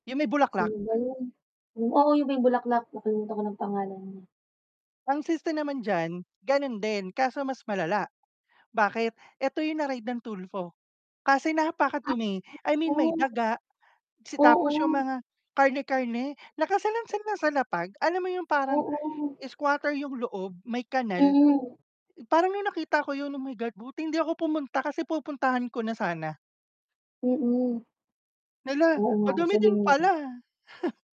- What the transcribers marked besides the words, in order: static; distorted speech; other background noise; scoff
- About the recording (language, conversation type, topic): Filipino, unstructured, Paano mo pinipili ang bagong restoran na susubukan?
- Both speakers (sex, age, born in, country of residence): female, 25-29, Philippines, Philippines; male, 30-34, Philippines, Philippines